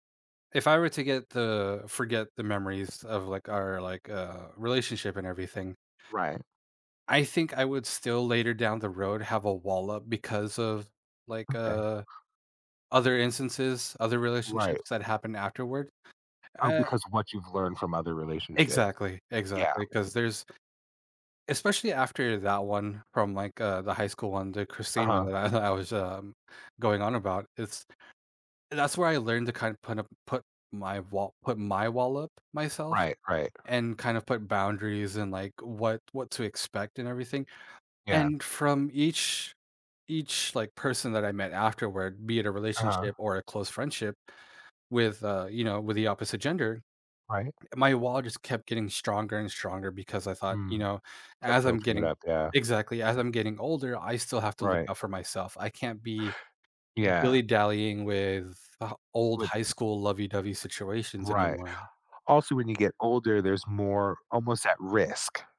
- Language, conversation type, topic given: English, unstructured, How do our memories shape who we become over time?
- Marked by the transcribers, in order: tapping; other background noise; laughing while speaking: "I I"